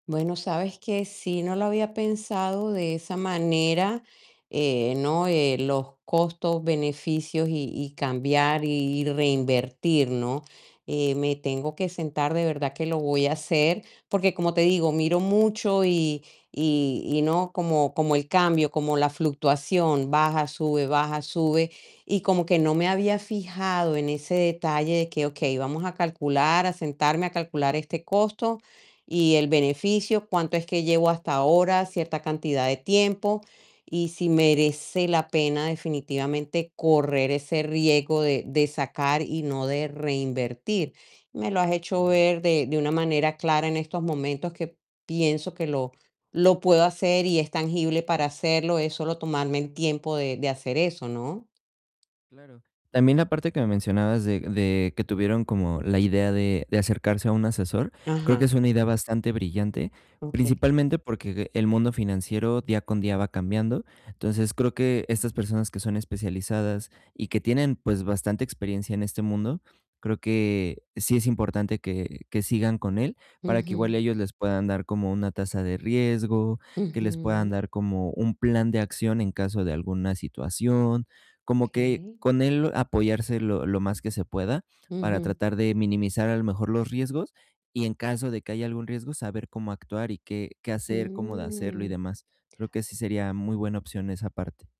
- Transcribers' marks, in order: static
- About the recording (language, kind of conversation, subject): Spanish, advice, ¿Cómo puedo reevaluar una gran decisión financiera que tomé?